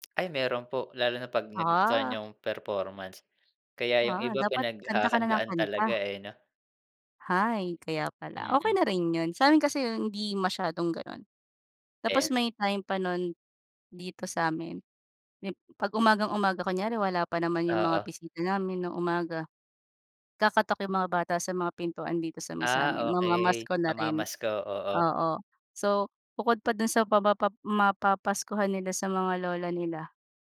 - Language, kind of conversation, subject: Filipino, unstructured, Paano mo ipinagdiriwang ang Pasko sa inyong tahanan?
- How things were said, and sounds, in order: other background noise